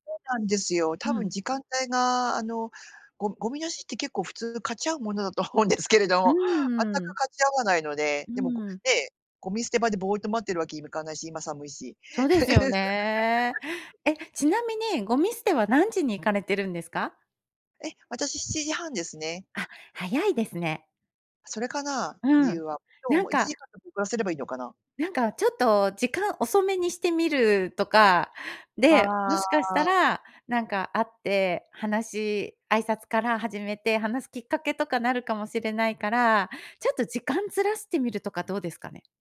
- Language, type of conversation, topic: Japanese, advice, 引っ越しで新しい環境に慣れられない不安
- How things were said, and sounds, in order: laughing while speaking: "思うんですけれども"; laugh